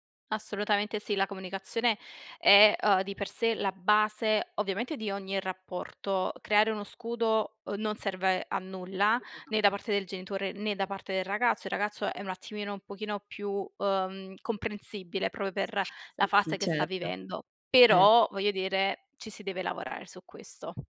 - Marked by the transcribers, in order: other noise; other background noise
- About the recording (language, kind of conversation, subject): Italian, podcast, Come si costruisce la fiducia tra genitori e adolescenti?